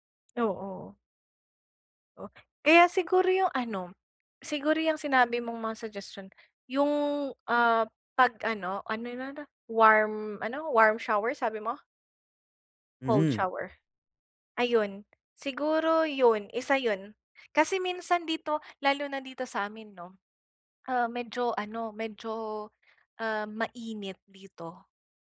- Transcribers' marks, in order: none
- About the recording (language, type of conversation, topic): Filipino, advice, Bakit hindi ako makahanap ng tamang timpla ng pakiramdam para magpahinga at mag-relaks?
- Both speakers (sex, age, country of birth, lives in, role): female, 20-24, Philippines, Philippines, user; male, 25-29, Philippines, Philippines, advisor